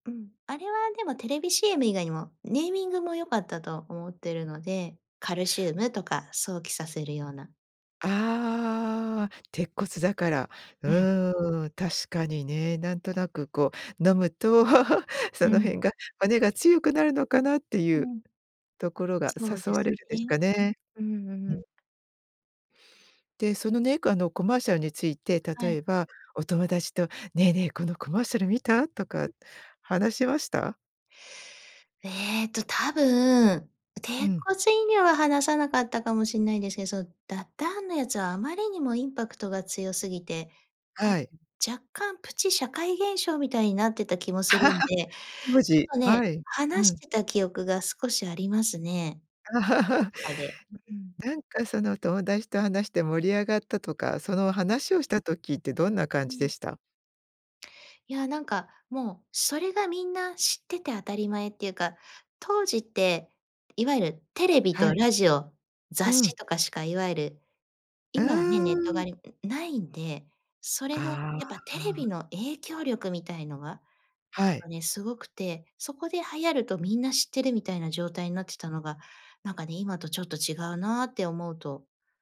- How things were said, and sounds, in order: laugh; other noise; laugh; laugh
- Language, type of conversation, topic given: Japanese, podcast, 昔のCMで記憶に残っているものは何ですか?